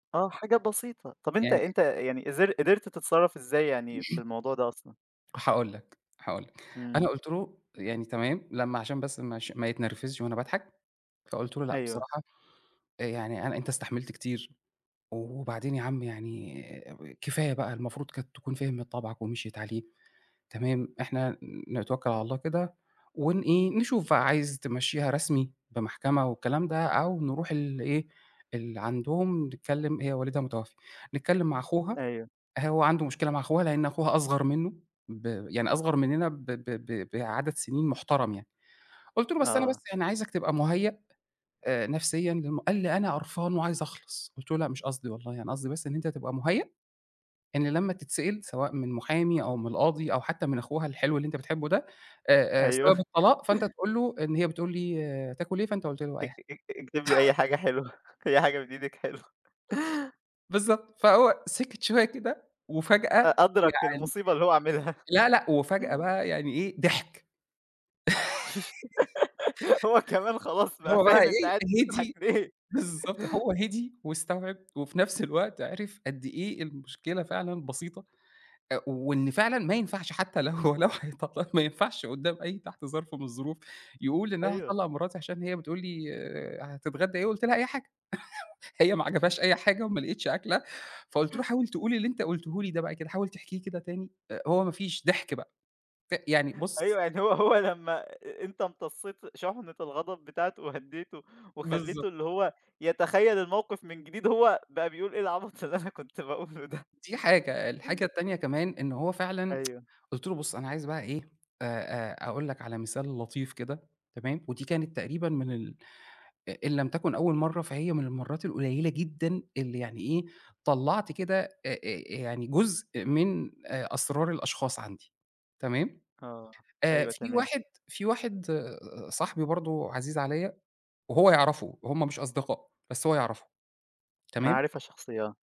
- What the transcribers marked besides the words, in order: "قدرت-" said as "إزر"; unintelligible speech; other background noise; tapping; chuckle; laughing while speaking: "اك اك اكتب لي أي حاجة حلوة"; cough; chuckle; chuckle; laugh; laugh; laughing while speaking: "هو كمان خلاص بقى فاهم أنت قاعد تضحك ليه"; chuckle; laughing while speaking: "لو هو لو هيطلّقها ما ينفعش قدام أي تحت ظرف من الظروف"; chuckle; chuckle; laughing while speaking: "بتاعته وهديته وخليته اللي هو … كنت باقوله ده"; chuckle; tsk
- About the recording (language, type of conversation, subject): Arabic, podcast, إزاي تقدر توازن بين إنك تسمع كويس وإنك تدي نصيحة من غير ما تفرضها؟